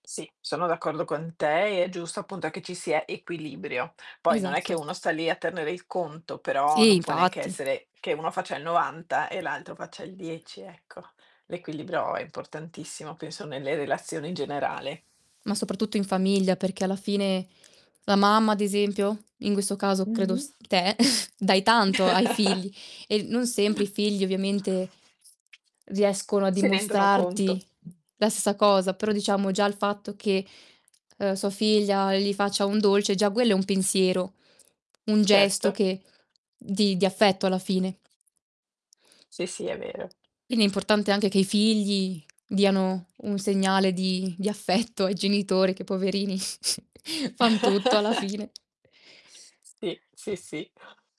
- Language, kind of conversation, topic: Italian, unstructured, Quali sono i piccoli piaceri che ti rendono felice?
- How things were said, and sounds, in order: tapping; other background noise; distorted speech; static; chuckle; other noise; "stessa" said as "ssa"; laughing while speaking: "affetto"; chuckle